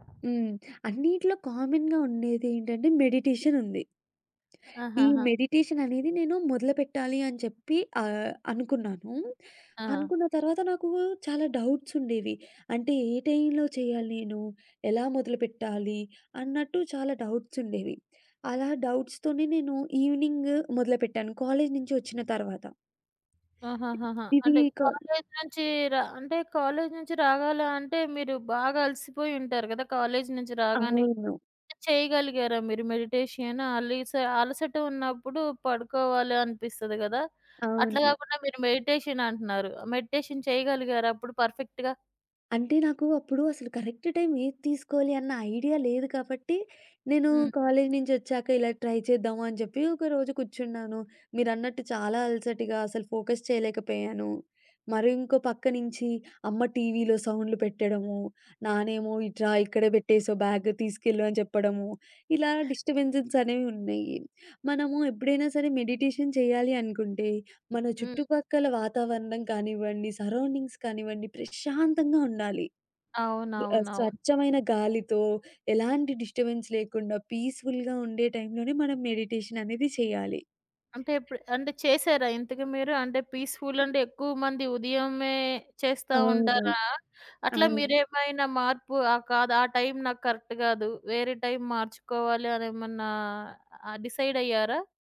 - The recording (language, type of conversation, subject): Telugu, podcast, ఒక చిన్న అలవాటు మీ రోజువారీ దినచర్యను ఎలా మార్చిందో చెప్పగలరా?
- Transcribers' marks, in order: in English: "కామన్‌గా"; in English: "మెడిటేషన్"; in English: "మెడిటేషన్"; tapping; in English: "డౌట్స్"; in English: "డౌట్స్"; in English: "డౌట్స్‌తోనే"; in English: "ఈవెనింగ్"; in English: "మెడిటేషన్?"; in English: "మెడిటేషన్"; in English: "మెడిటేషన్"; in English: "పర్ఫెక్ట్‌గా"; in English: "కరెక్ట్ టైమ్"; in English: "ఐడియా"; in English: "ట్రై"; in English: "ఫోకస్"; in English: "బ్యాగ్"; in English: "డిస్టర్బెన్సెస్"; in English: "మెడిటేషన్"; other background noise; in English: "సరౌండింగ్స్"; in English: "డిస్టర్బెన్స్"; in English: "పీస్‌ఫుల్‌గా"; in English: "మెడిటేషన్"; in English: "పీస్‌ఫుల్"; in English: "కరెక్ట్"